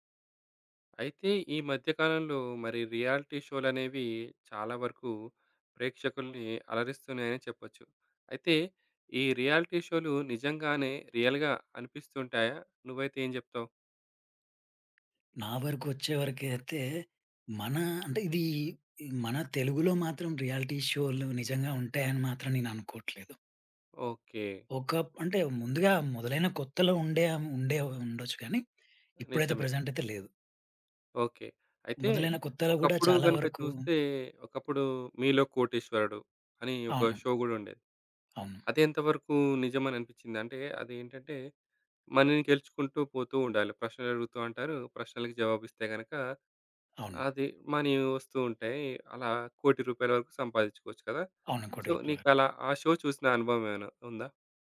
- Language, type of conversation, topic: Telugu, podcast, రియాలిటీ షోలు నిజంగానే నిజమేనా?
- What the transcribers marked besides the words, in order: in English: "రియాలిటీ"; other background noise; in English: "రియాలిటీ"; in English: "రియల్‌గా"; in English: "రియాలిటీ"; in English: "షో"; in English: "మనీ‌ని"; in English: "మనీ"; in English: "సో"; in English: "షో"